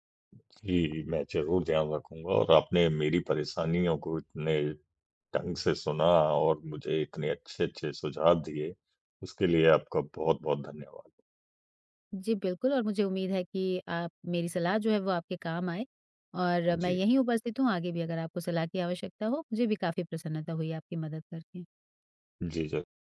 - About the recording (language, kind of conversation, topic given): Hindi, advice, मकान ढूँढ़ने या उसे किराये पर देने/बेचने में आपको किन-किन परेशानियों का सामना करना पड़ता है?
- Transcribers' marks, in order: other background noise; tapping